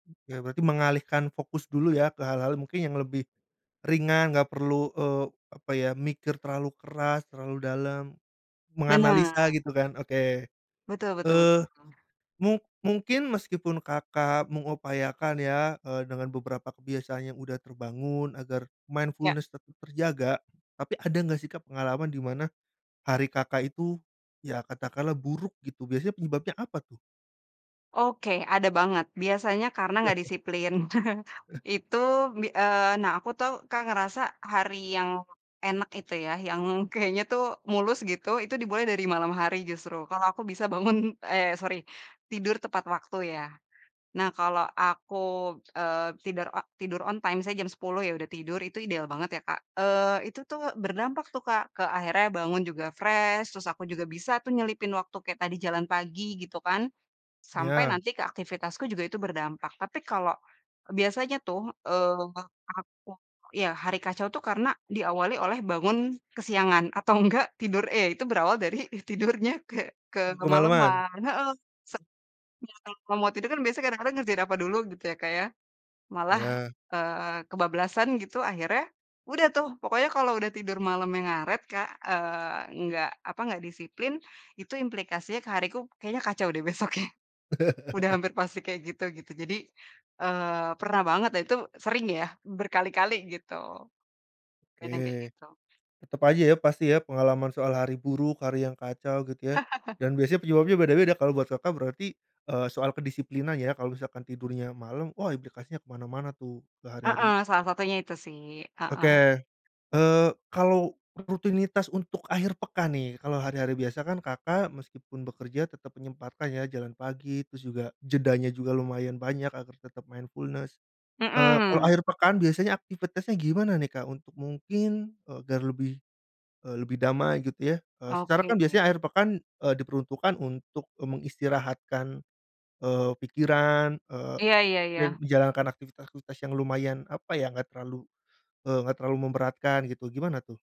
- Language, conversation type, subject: Indonesian, podcast, Apa rutinitas kecil yang membuat kamu lebih sadar diri setiap hari?
- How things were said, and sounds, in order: other background noise; tapping; in English: "mindfulness"; chuckle; laugh; in English: "on time"; in English: "fresh"; laugh; laugh; laughing while speaking: "besoknya"; "Bener" said as "beneng"; laugh; in English: "mindfulness"; "agar" said as "egar"